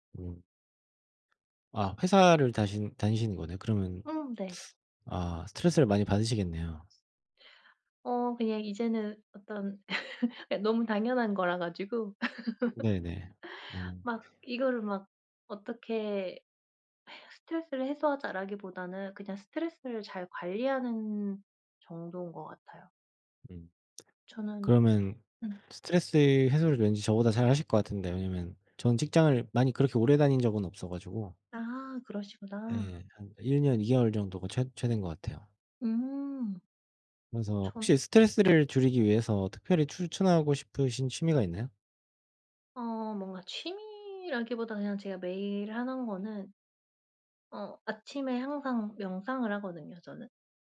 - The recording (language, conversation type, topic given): Korean, unstructured, 취미가 스트레스 해소에 어떻게 도움이 되나요?
- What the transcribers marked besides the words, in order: tapping; teeth sucking; laugh; laugh; other background noise